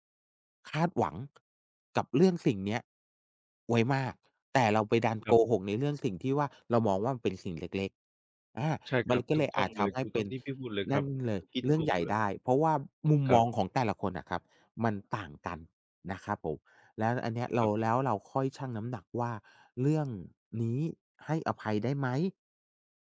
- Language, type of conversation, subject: Thai, unstructured, คุณคิดว่าการโกหกในความสัมพันธ์ควรมองว่าเป็นเรื่องใหญ่ไหม?
- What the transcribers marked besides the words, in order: tapping; other background noise